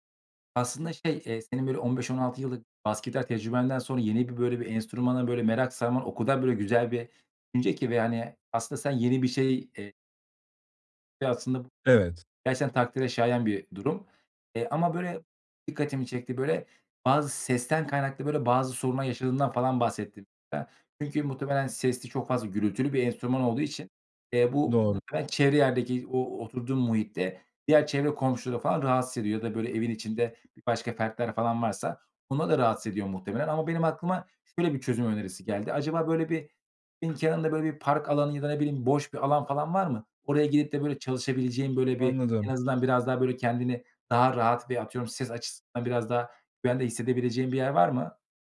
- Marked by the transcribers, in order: other background noise; tapping; unintelligible speech; unintelligible speech
- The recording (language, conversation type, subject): Turkish, advice, Tutkuma daha fazla zaman ve öncelik nasıl ayırabilirim?